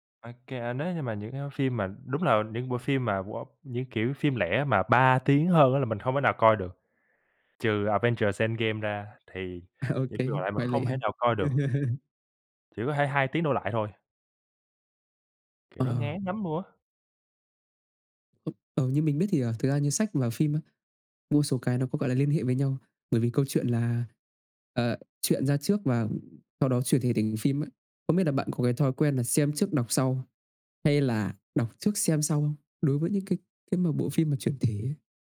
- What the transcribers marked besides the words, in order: laughing while speaking: "À"; tapping; laugh; other background noise
- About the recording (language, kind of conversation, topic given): Vietnamese, unstructured, Bạn thường dựa vào những yếu tố nào để chọn xem phim hay đọc sách?